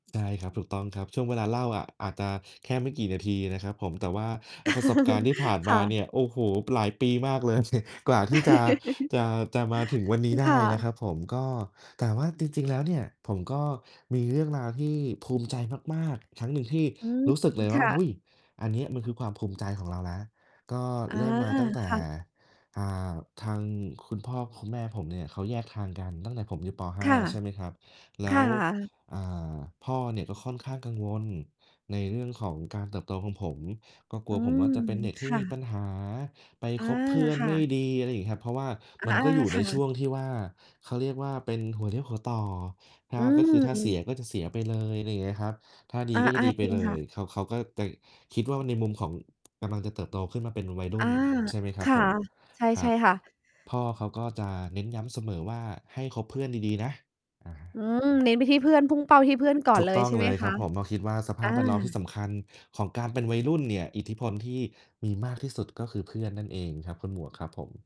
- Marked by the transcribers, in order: distorted speech; chuckle; chuckle; other background noise; mechanical hum; background speech; static; tapping
- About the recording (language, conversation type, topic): Thai, unstructured, อะไรคือสิ่งที่ทำให้คุณภูมิใจในตัวเอง?